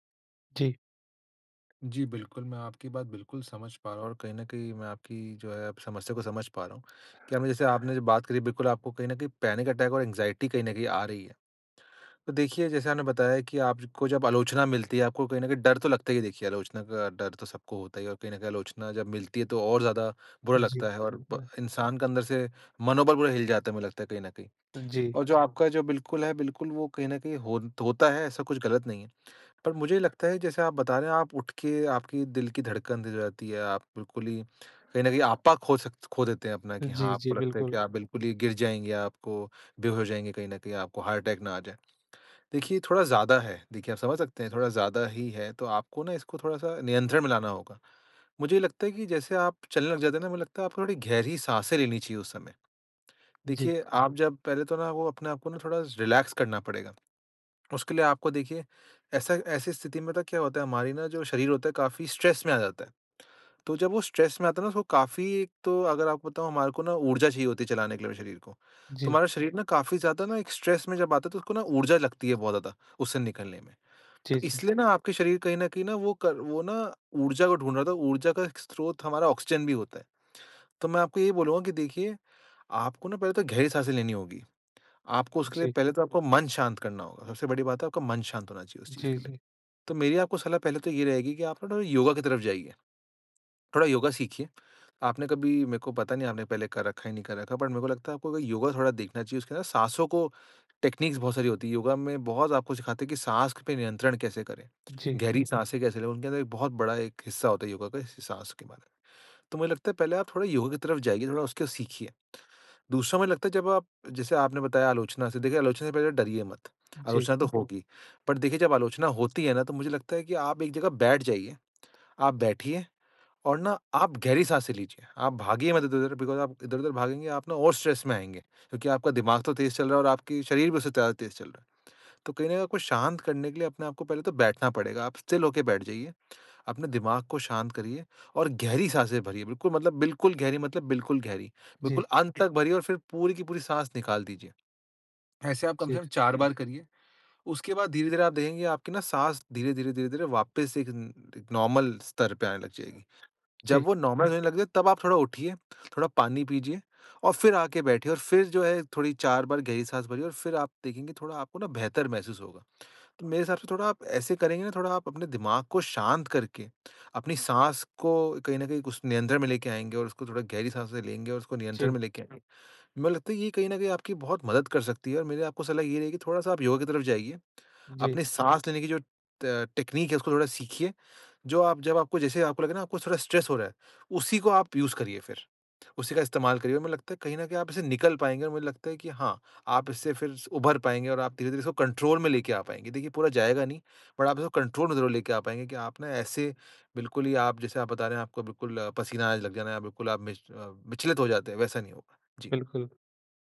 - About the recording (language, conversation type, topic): Hindi, advice, मैं गहरी साँसें लेकर तुरंत तनाव कैसे कम करूँ?
- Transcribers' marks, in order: in English: "पैनिक अटैक"; in English: "एंग्जायटी"; in English: "हार्ट अटैक"; in English: "रिलैक्स"; in English: "स्ट्रेस"; in English: "स्ट्रेस"; in English: "स्ट्रेस"; in English: "बट"; in English: "टेक्निक्स"; in English: "बिकॉज़"; in English: "स्ट्रेस"; in English: "स्टिल"; in English: "न नॉर्मल"; in English: "नॉर्मल"; in English: "टेक्निक"; in English: "स्ट्रेस"; in English: "कंट्रोल"; in English: "बट"; in English: "कंट्रोल"